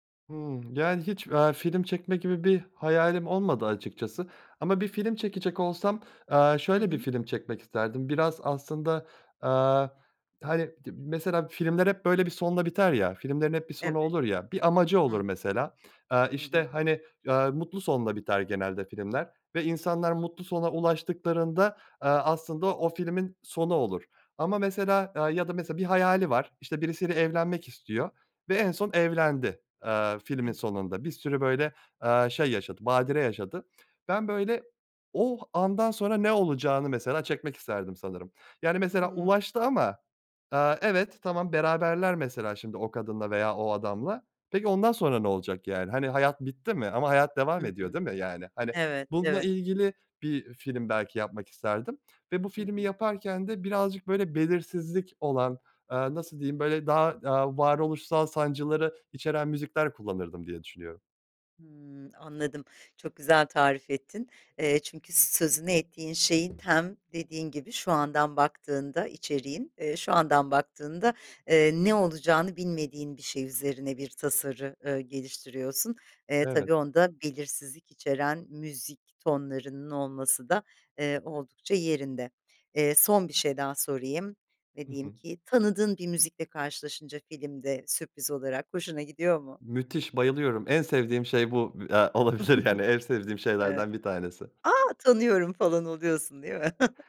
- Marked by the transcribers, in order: other background noise; tapping; laughing while speaking: "olabilir, yani"; chuckle; chuckle
- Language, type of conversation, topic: Turkish, podcast, Müzik filmle buluştuğunda duygularınız nasıl etkilenir?